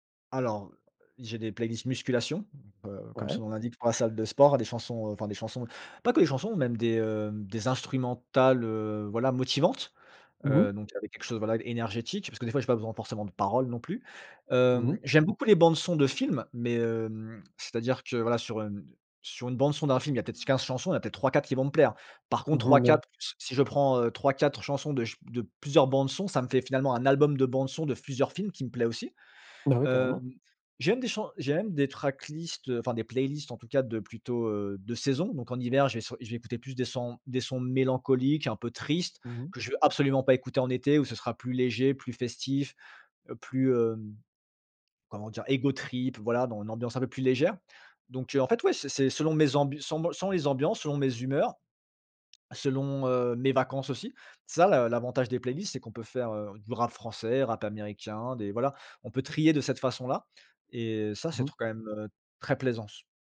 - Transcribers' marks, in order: other background noise; "plusieurs" said as "flusieurs"; in English: "tracklist"
- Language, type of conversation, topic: French, podcast, Pourquoi préfères-tu écouter un album plutôt qu’une playlist, ou l’inverse ?